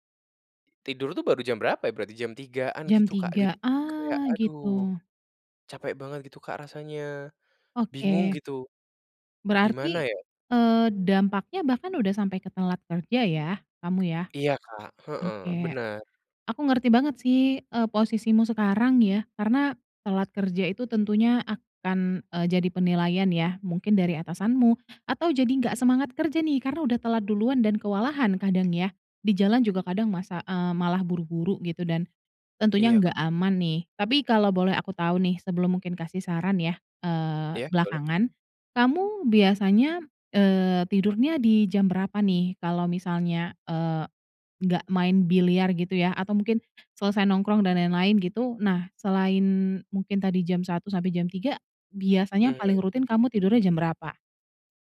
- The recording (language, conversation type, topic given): Indonesian, advice, Mengapa Anda sulit bangun pagi dan menjaga rutinitas?
- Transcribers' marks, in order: none